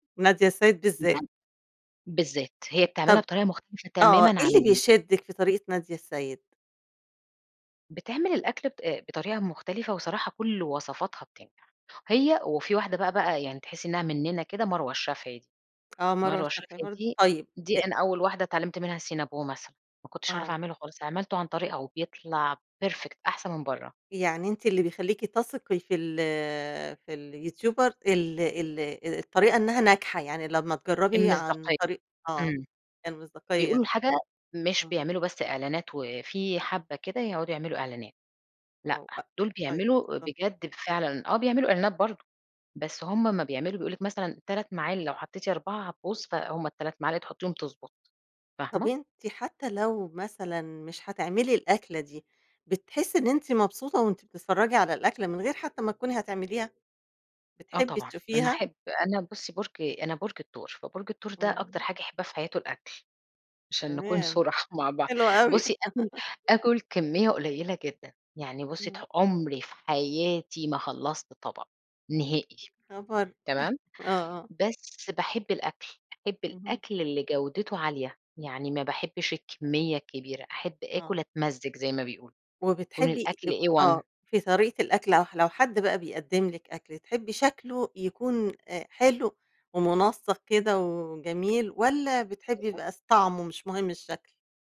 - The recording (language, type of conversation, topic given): Arabic, podcast, إيه رأيك في تأثير السوشيال ميديا على عادات الأكل؟
- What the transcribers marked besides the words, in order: unintelligible speech; put-on voice: "الCinnabon"; in English: "perfect"; laugh; chuckle; tapping; in English: "A one"